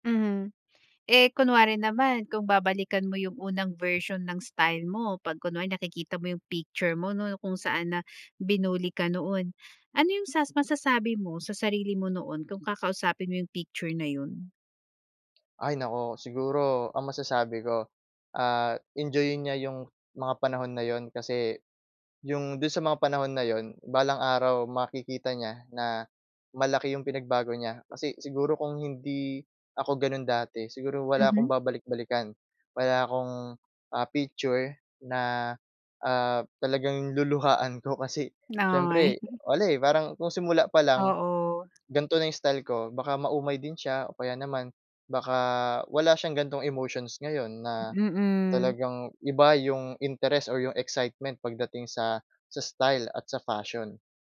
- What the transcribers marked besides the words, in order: tapping; chuckle
- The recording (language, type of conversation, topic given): Filipino, podcast, Paano nagsimula ang personal na estilo mo?